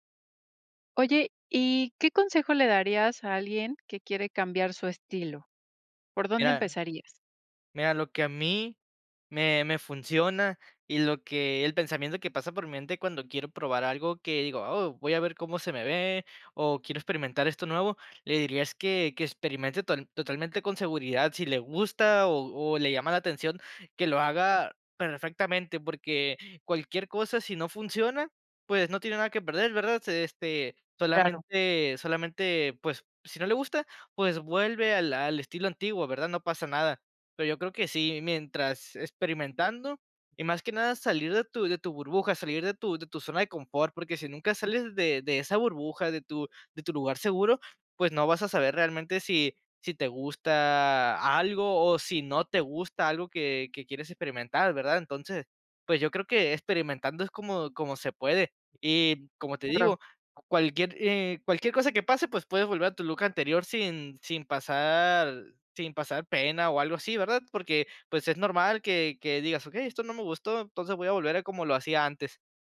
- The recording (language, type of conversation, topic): Spanish, podcast, ¿Qué consejo darías a alguien que quiere cambiar de estilo?
- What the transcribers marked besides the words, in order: none